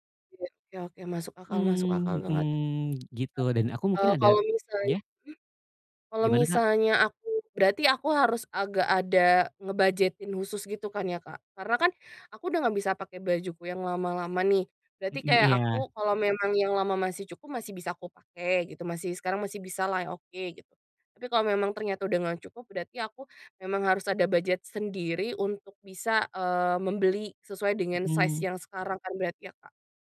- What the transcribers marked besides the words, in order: other background noise; in English: "size"
- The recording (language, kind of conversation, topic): Indonesian, advice, Bagaimana caranya agar saya lebih percaya diri saat memilih gaya berpakaian?